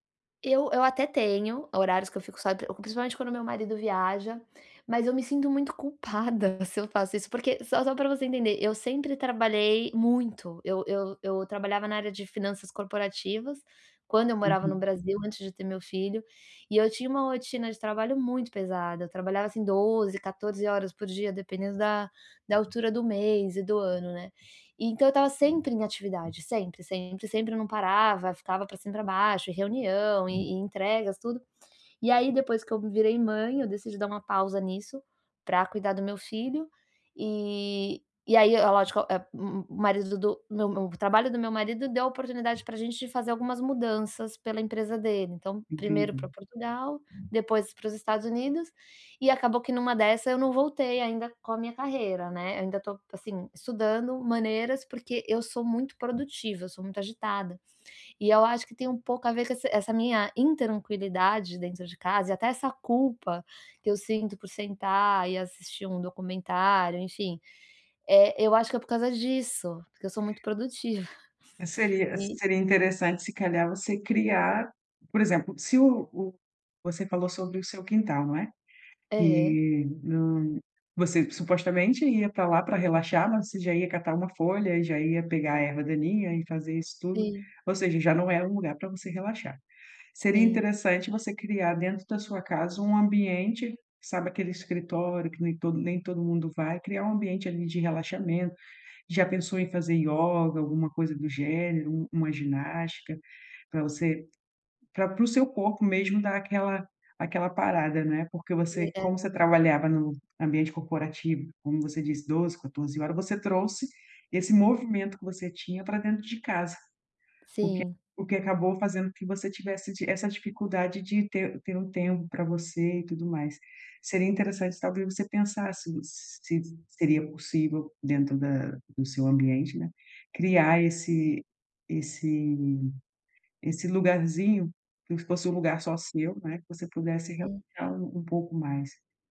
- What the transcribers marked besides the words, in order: other background noise; tapping; laughing while speaking: "produtiva"
- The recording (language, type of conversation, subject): Portuguese, advice, Como posso relaxar melhor em casa?
- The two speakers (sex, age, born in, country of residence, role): female, 40-44, Brazil, Portugal, advisor; female, 40-44, Brazil, United States, user